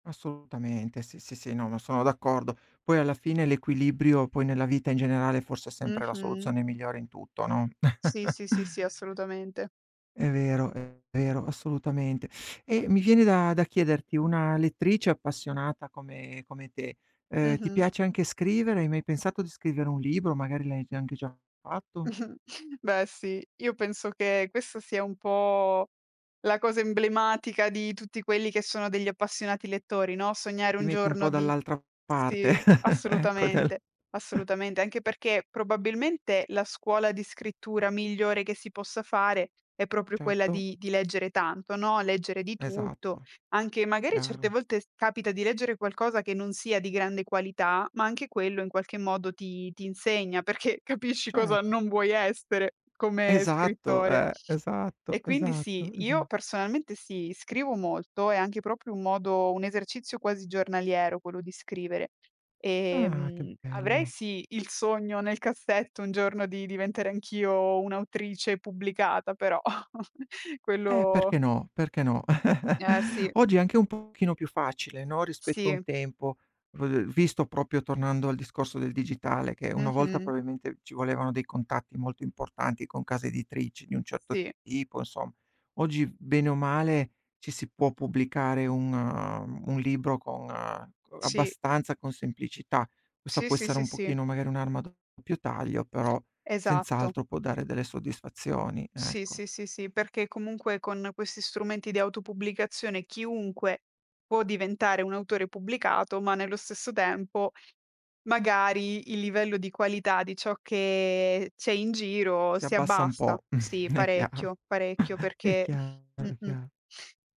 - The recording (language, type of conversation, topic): Italian, podcast, Come ti sei avvicinato alla lettura e ai libri?
- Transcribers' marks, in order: chuckle; laughing while speaking: "Mh-mh"; chuckle; laughing while speaking: "ecco dal"; chuckle; "proprio" said as "propio"; other background noise; chuckle; tapping; "probabilmente" said as "probilmente"; chuckle